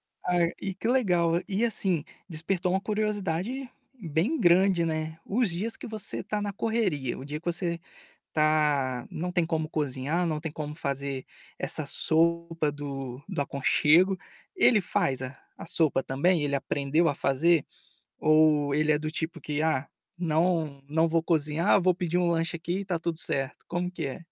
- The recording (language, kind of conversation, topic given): Portuguese, podcast, Existe alguma comida que transforme qualquer dia em um dia com gostinho de casa?
- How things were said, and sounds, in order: distorted speech; static